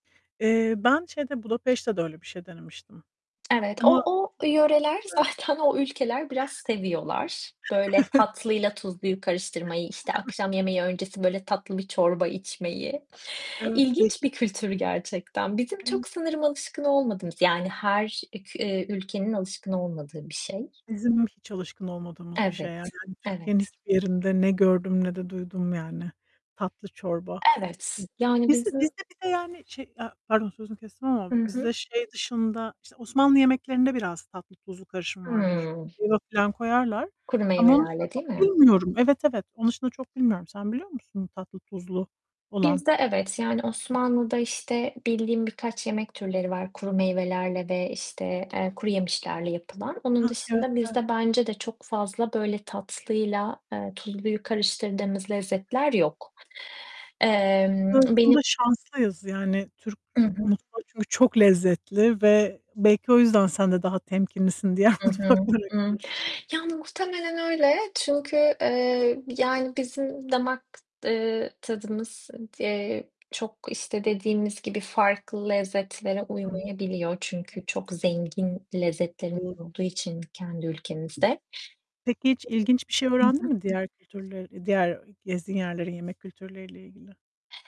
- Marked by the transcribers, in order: other background noise; laughing while speaking: "zaten"; unintelligible speech; laughing while speaking: "Evet"; laughing while speaking: "Evet"; unintelligible speech; unintelligible speech; distorted speech; unintelligible speech; unintelligible speech; laughing while speaking: "diğer mutfaklara karşı"
- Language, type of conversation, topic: Turkish, unstructured, Gezdiğin yerlerde hangi yerel lezzetleri denemeyi seversin?
- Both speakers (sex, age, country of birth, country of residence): female, 30-34, Turkey, Poland; female, 40-44, Turkey, United States